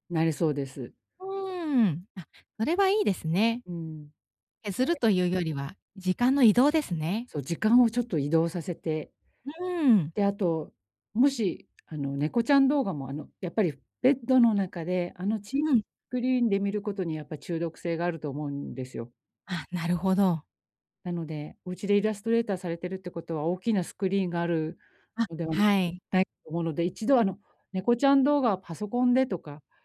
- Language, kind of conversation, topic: Japanese, advice, 就寝前に何をすると、朝すっきり起きられますか？
- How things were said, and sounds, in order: other background noise; tapping